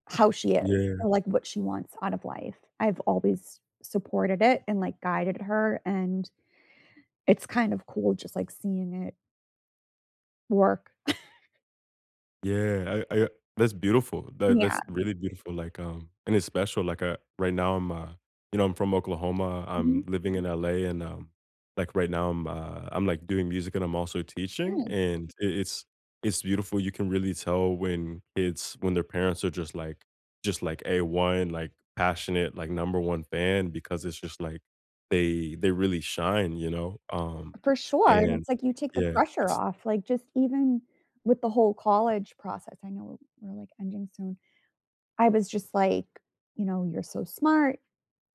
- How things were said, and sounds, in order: other background noise; chuckle; tapping
- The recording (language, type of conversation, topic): English, unstructured, Have you ever felt like you had to hide your true self?
- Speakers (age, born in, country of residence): 30-34, United States, United States; 40-44, United States, United States